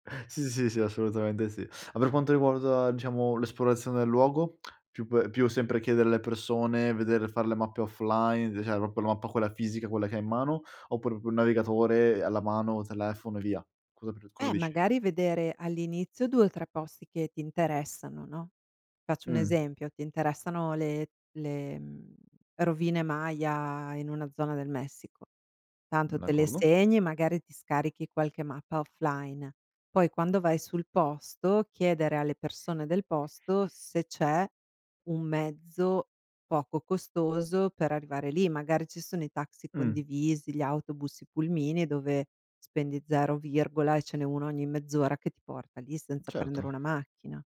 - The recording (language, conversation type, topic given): Italian, podcast, Che consiglio daresti a chi vuole fare il suo primo viaggio da solo?
- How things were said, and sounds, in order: lip smack; "cioè" said as "ceh"; "proprio" said as "propo"; "proprio" said as "po"; tapping